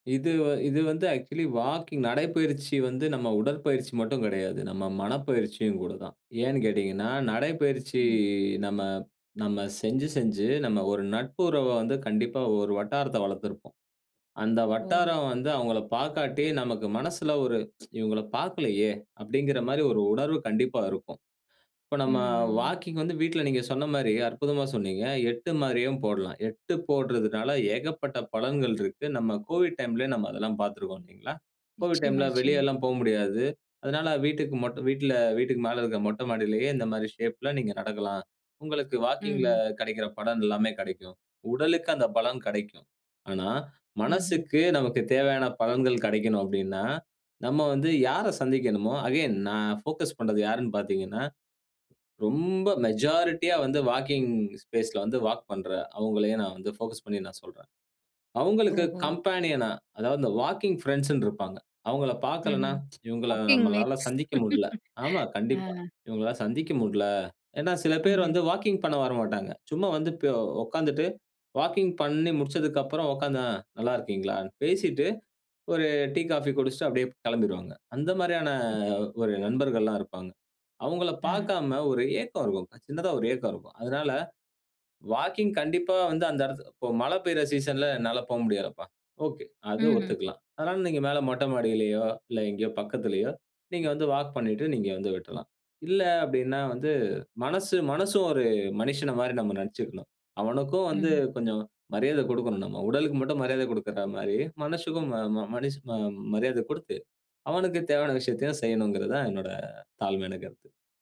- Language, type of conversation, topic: Tamil, podcast, நடைபயிற்சியின் போது மனதை கவனமாக வைத்திருக்க என்னென்ன எளிய குறிப்புகள் உள்ளன?
- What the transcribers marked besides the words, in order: in English: "ஆக்சுவலி வாக்கிங்"; tsk; in English: "அகைன்"; in English: "ஃபோகஸ்"; in English: "மெஜாரிட்டியா"; in English: "ஸ்பேஸ்ல"; in English: "ஃபோகஸ்"; in English: "கம்பேனியன்னா"; in English: "வாக்கிங் மேக்ஸ்"; laugh